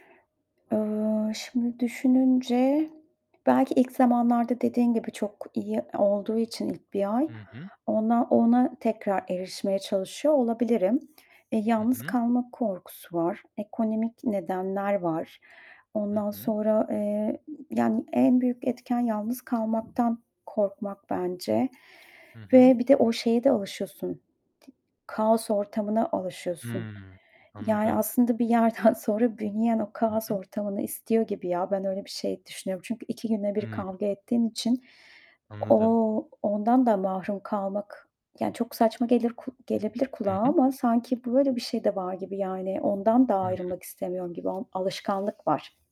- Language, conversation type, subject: Turkish, advice, Toksik ilişkilere geri dönme eğiliminizin nedenleri neler olabilir?
- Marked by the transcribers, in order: other background noise; tapping